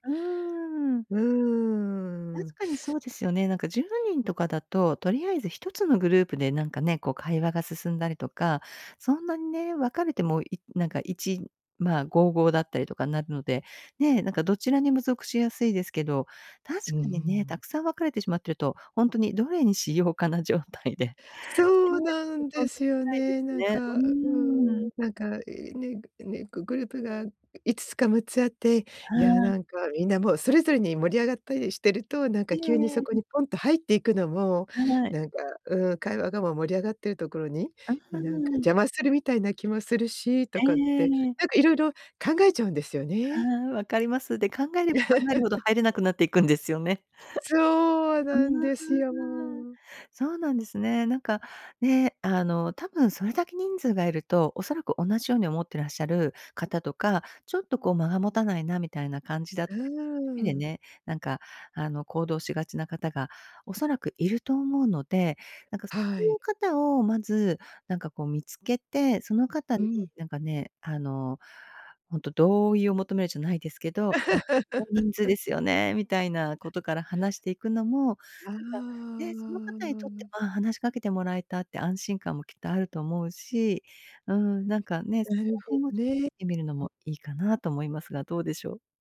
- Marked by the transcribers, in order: laughing while speaking: "どれにしようかな状態で"; unintelligible speech; laugh; laugh; laugh; other background noise
- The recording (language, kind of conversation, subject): Japanese, advice, 友人の集まりで孤立感を感じて話に入れないとき、どうすればいいですか？